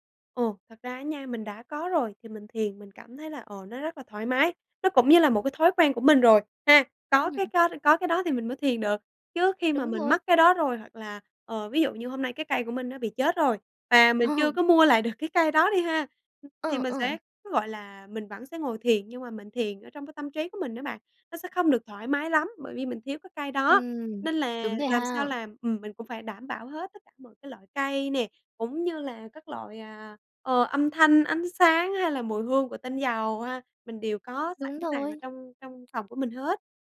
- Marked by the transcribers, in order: tapping; laughing while speaking: "Ờ"; laughing while speaking: "được"; other background noise
- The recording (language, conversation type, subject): Vietnamese, podcast, Làm sao để tạo một góc thiên nhiên nhỏ để thiền giữa thành phố?